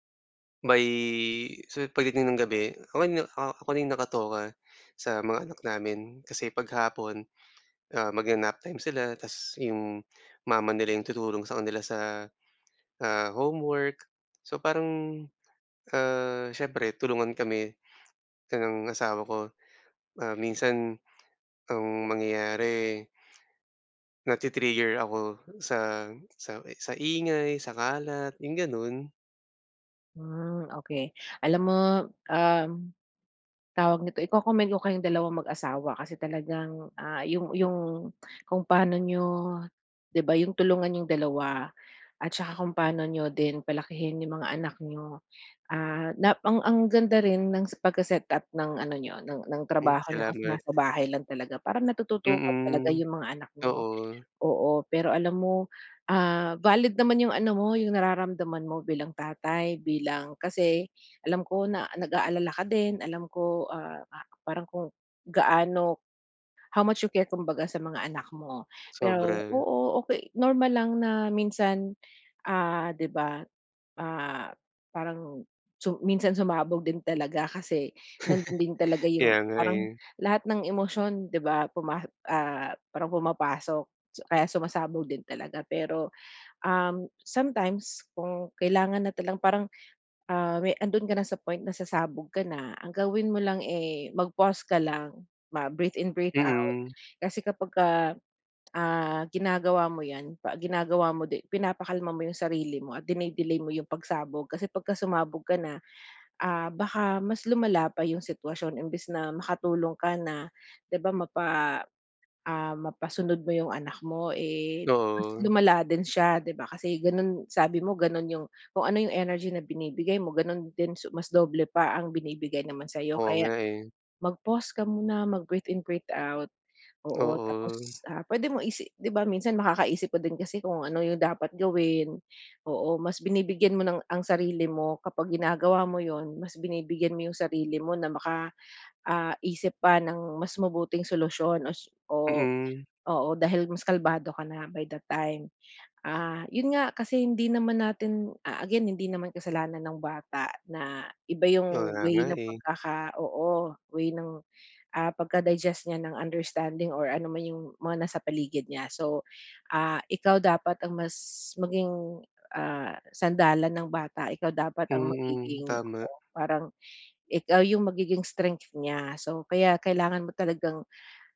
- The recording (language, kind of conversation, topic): Filipino, advice, Paano ko haharapin ang sarili ko nang may pag-unawa kapag nagkulang ako?
- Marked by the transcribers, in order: drawn out: "May"; chuckle; drawn out: "Oo"